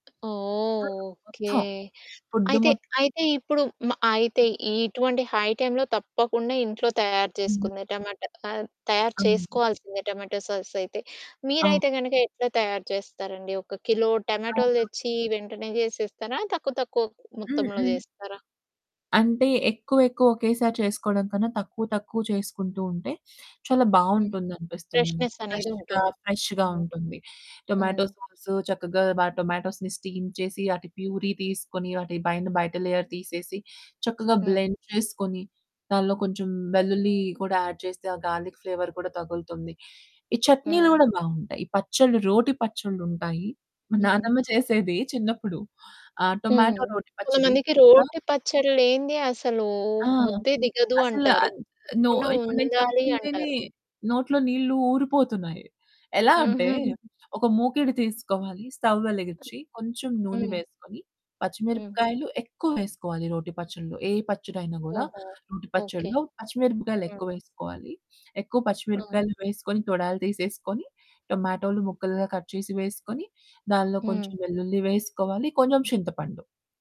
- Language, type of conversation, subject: Telugu, podcast, ఇంట్లోనే సాస్‌లు లేదా చట్నీలు తయారు చేయడంలో మీ అనుభవాలు ఏంటి?
- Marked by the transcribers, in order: other background noise; distorted speech; in English: "ఫుడ్"; in English: "హై టైమ్‌లొ"; in English: "టమాటో సాస్"; in English: "ఫ్రెష్నెస్"; in English: "ఫ్రెష్‌గా ఫ్రెష్‌గా"; unintelligible speech; in English: "టొమాటో సాస్"; in English: "టొమాటోస్‌ని స్టీమ్"; in English: "పూరీ"; in English: "లేయర్"; in English: "బ్లెండ్"; in English: "యాడ్"; in English: "గార్లిక్ ఫ్లేవర్"; in English: "నో"; in English: "స్టవ్"; in English: "కట్"